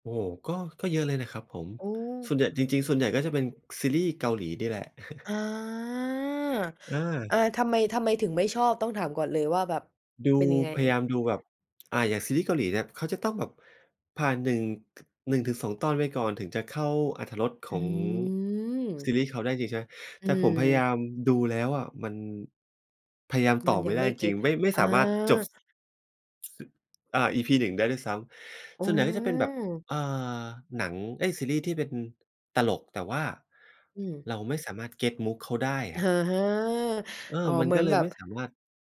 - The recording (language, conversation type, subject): Thai, podcast, ซีรีส์เรื่องโปรดของคุณคือเรื่องอะไร และทำไมถึงชอบ?
- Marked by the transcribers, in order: chuckle; drawn out: "อา"; drawn out: "อืม"; other noise